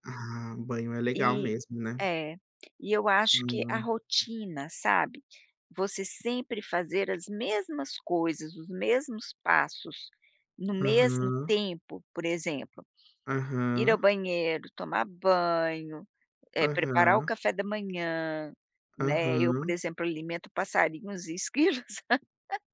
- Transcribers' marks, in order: laugh
- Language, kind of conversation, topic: Portuguese, podcast, Que rotina matinal te ajuda a começar o dia sem estresse?
- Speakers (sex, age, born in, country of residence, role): female, 55-59, Brazil, United States, guest; male, 30-34, Brazil, United States, host